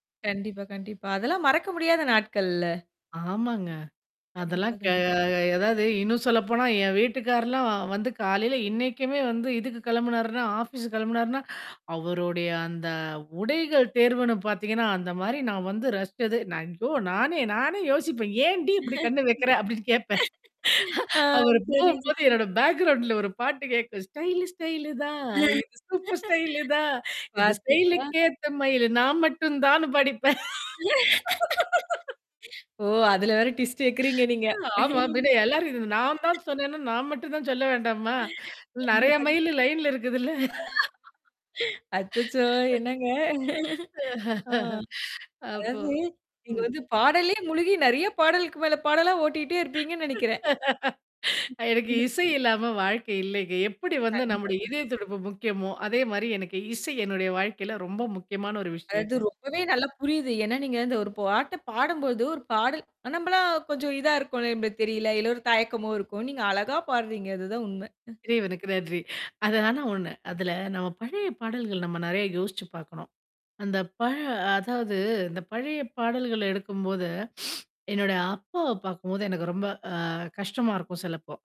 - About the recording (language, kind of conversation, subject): Tamil, podcast, பழைய பாடல்கள் உங்களுக்கு தரும் நெகிழ்ச்சியான நினைவுகள் பற்றி சொல்ல முடியுமா?
- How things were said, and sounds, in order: static; drawn out: "க"; in English: "ஆபீஸ்"; surprised: "ஐயோ!"; laughing while speaking: "ஆ. செரிங்க, செரி"; distorted speech; laughing while speaking: "அவரு போகும்போது, என்னோட பேக்ரவுண்ட்ல ஒரு பாட்டு கேக்கும்"; in English: "பேக்ரவுண்ட்ல"; laughing while speaking: "பாத்தீங்களா"; singing: "ஸ்டைல ஸ்டைலு தான், இது சூப்பர் ஸ்டைலு தான், இது ஸ்டைலு கேத்த மைலு"; laughing while speaking: "ஓ, அதுல வேற டிவிஸ்ட் வெக்கிறீங்க நீங்க"; laughing while speaking: "தான்னு பாடிப்பேன்"; in English: "டிவிஸ்ட்"; laughing while speaking: "ஆமாம். பின்ன எல்லாரு இருந்து நான் … மைலு, லைன்ல இருக்குதுல்ல"; laughing while speaking: "கண்டிப்பா"; laughing while speaking: "அச்சச்சோ! என்னங்க? ஆ, அதாவது, நீங்க வந்து"; surprised: "அச்சச்சோ!"; laugh; other background noise; laughing while speaking: "எனக்கு இசை இல்லாம வாழ்க்கை இல்லைங்க … எனக்கு, இசை என்னுடைய"; chuckle; tapping; sniff; drawn out: "ஆ"